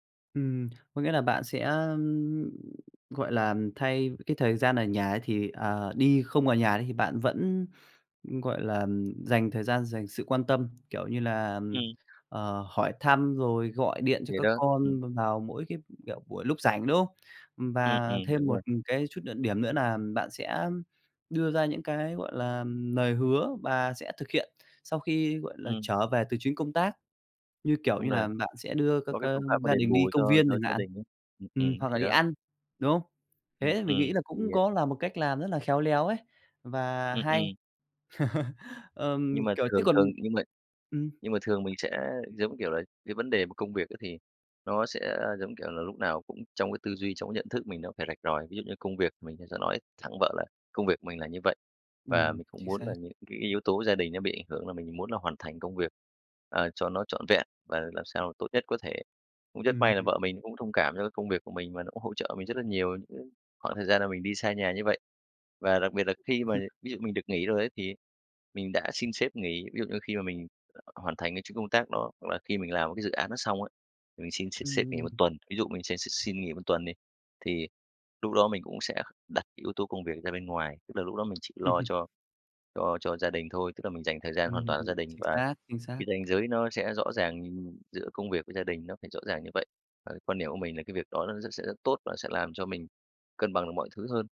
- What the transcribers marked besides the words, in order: "lời" said as "nời"; laugh; other background noise; tapping; chuckle; other noise; laughing while speaking: "Ừm"
- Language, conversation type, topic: Vietnamese, podcast, Bạn đặt ranh giới giữa công việc và gia đình như thế nào?